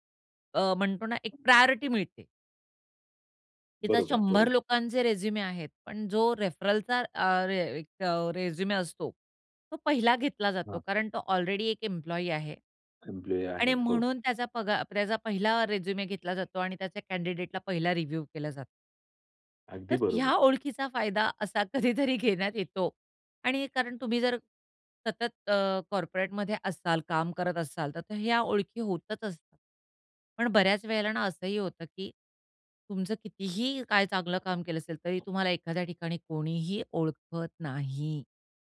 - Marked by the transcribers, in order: other noise; in English: "प्रायोरिटी"; in English: "कँडिडेटला"; in English: "रिव्ह्यू"; tapping; laughing while speaking: "कधीतरी घेण्यात येतो"; in English: "कॉर्पोरेटमध्ये"
- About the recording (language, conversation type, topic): Marathi, podcast, काम म्हणजे तुमच्यासाठी फक्त पगार आहे की तुमची ओळखही आहे?